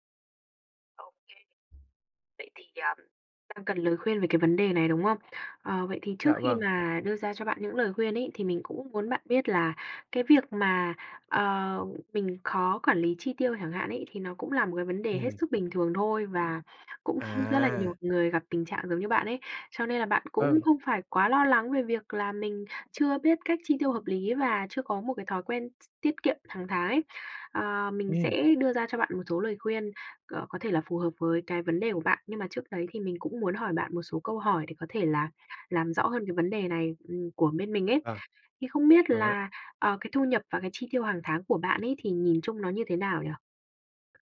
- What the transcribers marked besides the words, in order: other background noise; tapping; laughing while speaking: "cũng"
- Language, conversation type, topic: Vietnamese, advice, Làm thế nào để xây dựng thói quen tiết kiệm tiền hằng tháng?